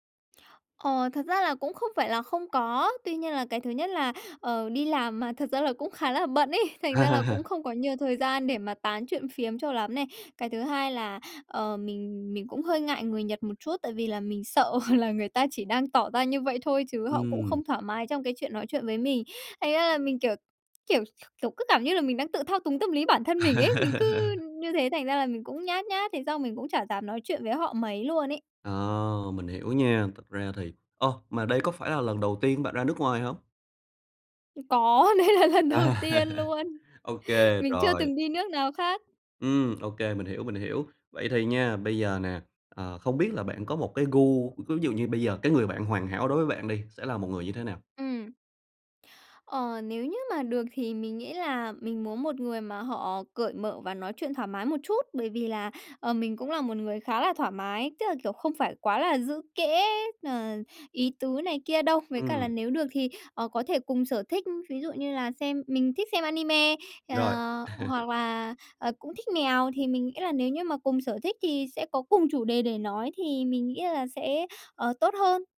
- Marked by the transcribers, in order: laughing while speaking: "ấy"; laugh; tapping; laughing while speaking: "sợ là"; other background noise; laugh; laughing while speaking: "đây là lần đầu"; laughing while speaking: "À"; laugh
- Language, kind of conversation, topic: Vietnamese, advice, Làm sao để kết bạn ở nơi mới?